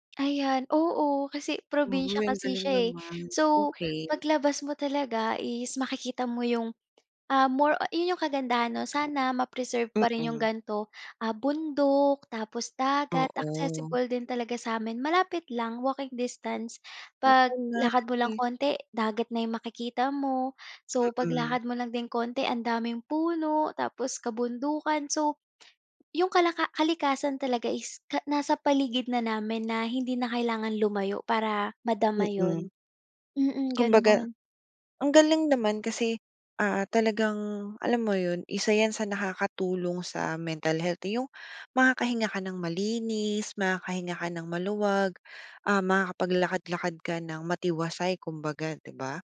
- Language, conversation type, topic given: Filipino, podcast, Anong libangan ang pinaka-nakakatulong sa kalusugan ng isip mo?
- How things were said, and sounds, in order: tapping